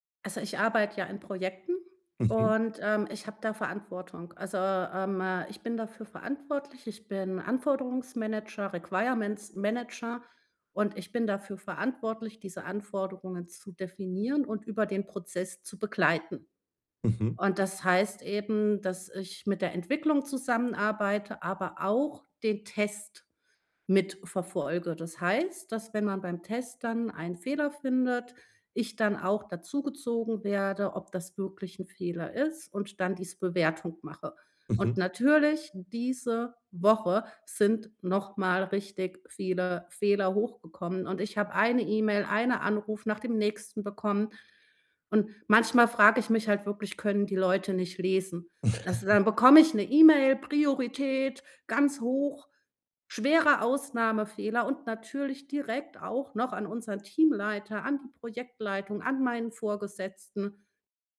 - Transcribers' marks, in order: giggle
- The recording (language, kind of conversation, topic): German, advice, Wie kann ich mit starken Gelüsten umgehen, wenn ich gestresst bin?